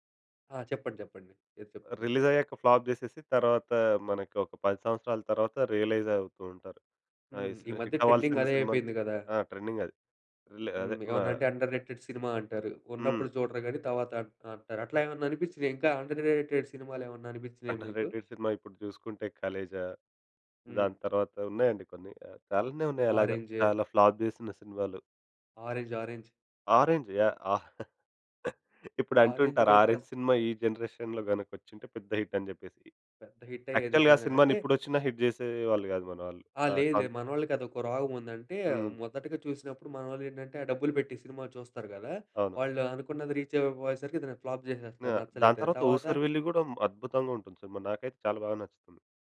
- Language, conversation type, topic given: Telugu, podcast, సినిమాకు ఏ రకమైన ముగింపు ఉంటే బాగుంటుందని మీకు అనిపిస్తుంది?
- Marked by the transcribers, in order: in English: "రిలీజ్"; in English: "ఫ్లాప్"; in English: "రియలైజ్"; in English: "ట్రెండింగ్"; in English: "హిట్"; in English: "ట్రెండింగ్"; in English: "అండర్ రేటెడ్"; in English: "అండర్ రేటెడ్"; in English: "అండర్ రేటెడ్"; in English: "ఫ్లాప్"; chuckle; in English: "జనరేషన్‌లో"; in English: "హిట్"; in English: "యాక్చువల్‌గా"; in English: "హిట్"; in English: "హిట్"; in English: "రీచ్"; in English: "ఫ్లాప్"